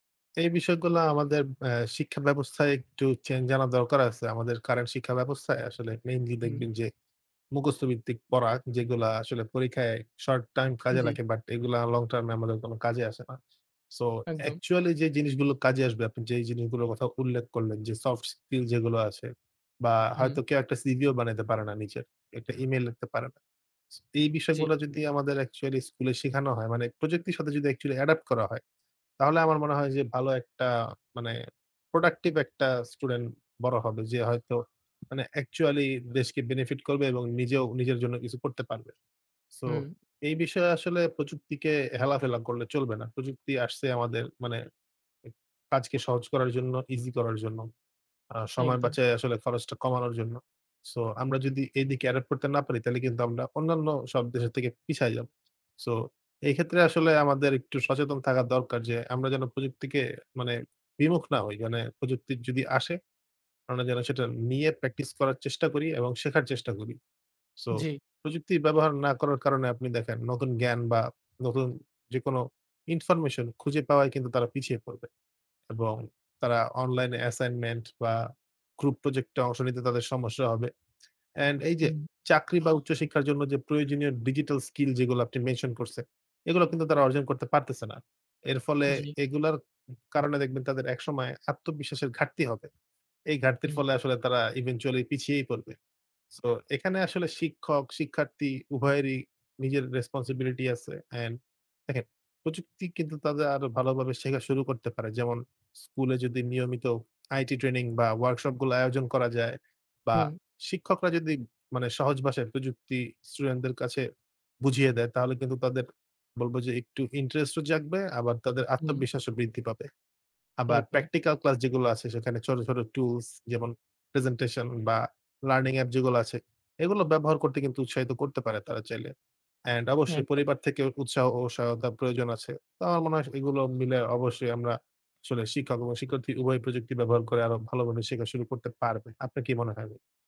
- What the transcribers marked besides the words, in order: tapping; in English: "current"; in English: "short term"; in English: "long term"; in English: "So actually"; in English: "soft skill"; in English: "actually"; in English: "actually Adopt"; in English: "productive"; in English: "actually"; in English: "Adopt"; other background noise; in English: "eventually"; lip smack
- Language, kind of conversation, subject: Bengali, unstructured, শিক্ষার্থীদের জন্য আধুনিক প্রযুক্তি ব্যবহার করা কতটা জরুরি?